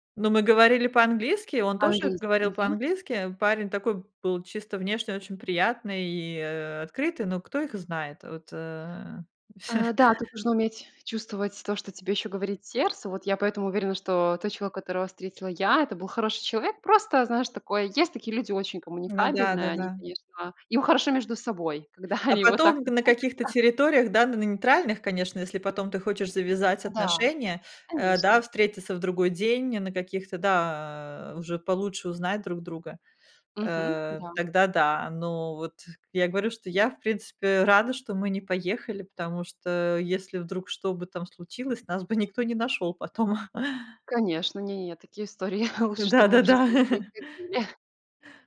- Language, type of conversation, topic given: Russian, podcast, Как ты познакомился(ась) с незнакомцем, который помог тебе найти дорогу?
- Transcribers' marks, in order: other background noise; tapping; chuckle; laughing while speaking: "когда"; laughing while speaking: "находятся"; drawn out: "да"; chuckle